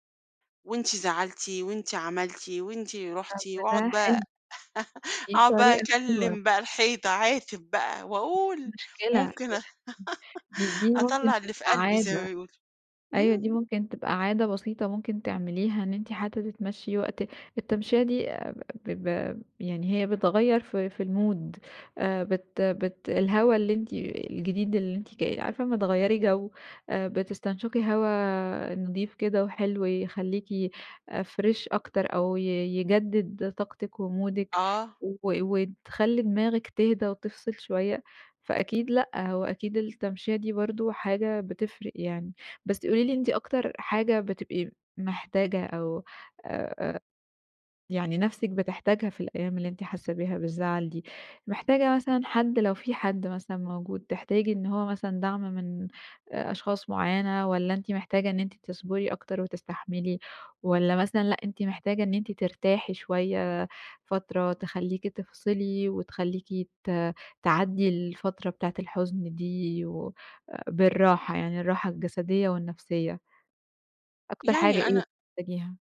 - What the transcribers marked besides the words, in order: other background noise; laugh; laugh; unintelligible speech; in English: "المود"; in English: "فريش"; in English: "ومودِك"
- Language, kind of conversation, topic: Arabic, podcast, إزاي بتواسي نفسك في أيام الزعل؟